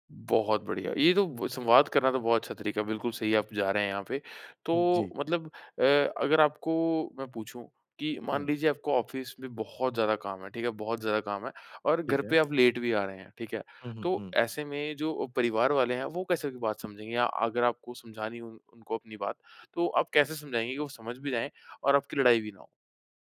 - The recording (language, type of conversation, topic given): Hindi, podcast, काम और निजी जीवन में संतुलन बनाए रखने के लिए आप कौन-से नियम बनाते हैं?
- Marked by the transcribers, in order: in English: "ऑफ़िस"; tapping; in English: "लेट"